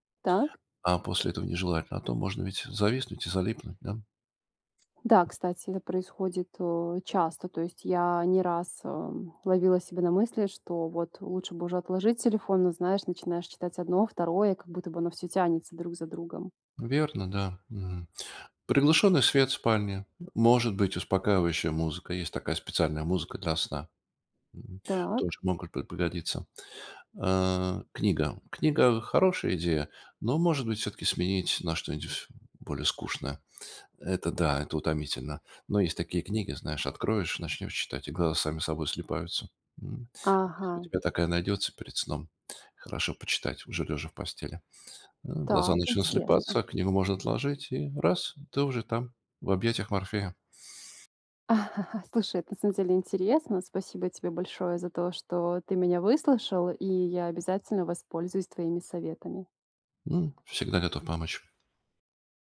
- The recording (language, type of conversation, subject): Russian, advice, Как просыпаться каждый день с большей энергией даже после тяжёлого дня?
- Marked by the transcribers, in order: tapping; other background noise; laugh